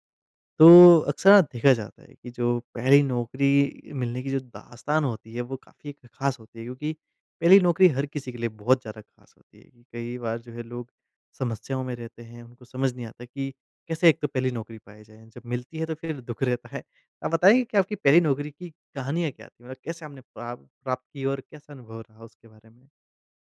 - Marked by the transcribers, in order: none
- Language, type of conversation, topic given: Hindi, podcast, आपको आपकी पहली नौकरी कैसे मिली?